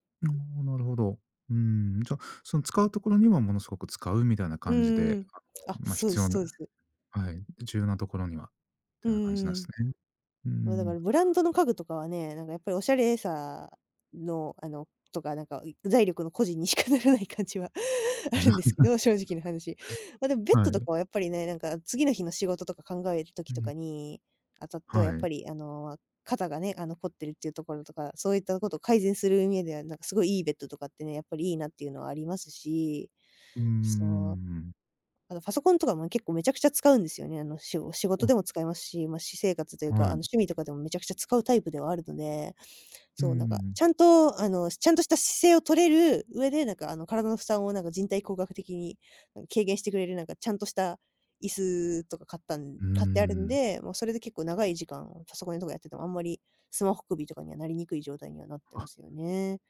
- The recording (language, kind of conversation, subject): Japanese, podcast, 自分の部屋を落ち着ける空間にするために、どんな工夫をしていますか？
- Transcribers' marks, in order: laughing while speaking: "にしかならない感じは"; laugh